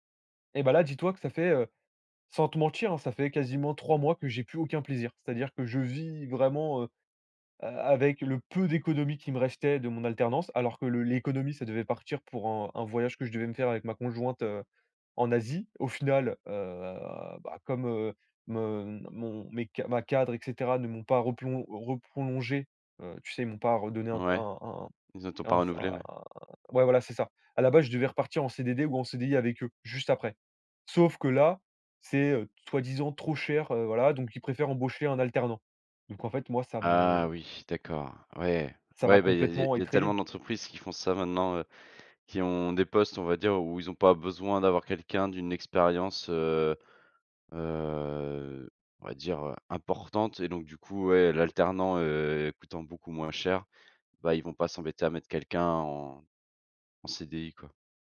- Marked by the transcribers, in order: stressed: "peu"; drawn out: "heu"; tapping; drawn out: "heu"
- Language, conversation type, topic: French, advice, Pourquoi est-ce que je ne sais plus où part mon argent à chaque fin de mois ?